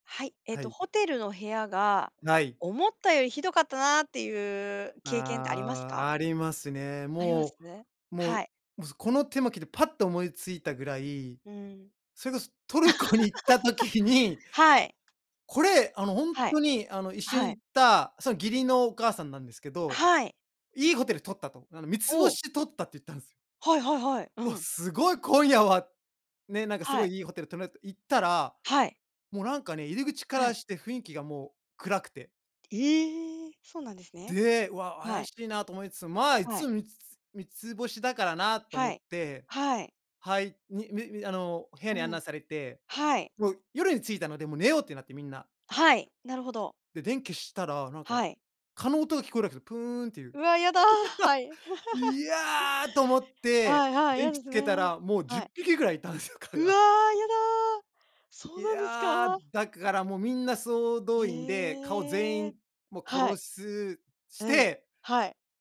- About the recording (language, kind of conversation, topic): Japanese, unstructured, ホテルの部屋が思っていたよりひどかった場合は、どうすればいいですか？
- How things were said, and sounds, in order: laughing while speaking: "トルコに行った時に"; laugh; laugh; chuckle; laughing while speaking: "いたんですよ、蚊が"